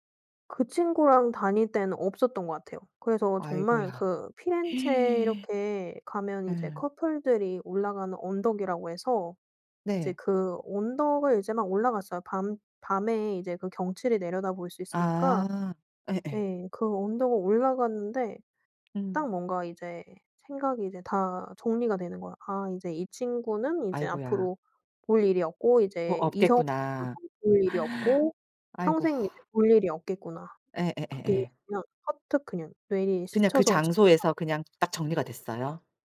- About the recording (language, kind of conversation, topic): Korean, podcast, 가장 기억에 남는 여행 이야기를 들려주실래요?
- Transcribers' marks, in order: gasp; other background noise; gasp